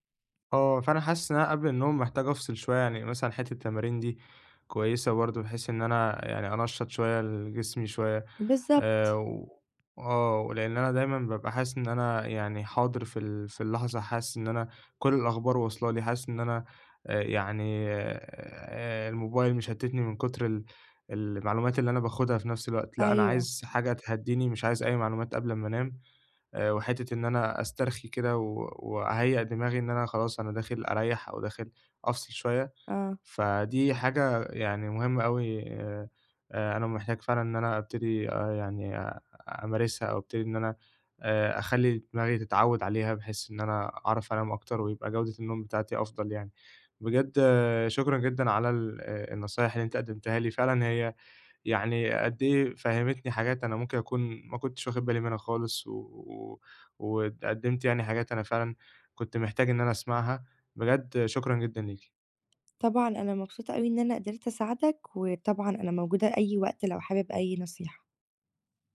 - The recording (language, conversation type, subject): Arabic, advice, ازاي أقلل استخدام الموبايل قبل النوم عشان نومي يبقى أحسن؟
- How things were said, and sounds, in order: none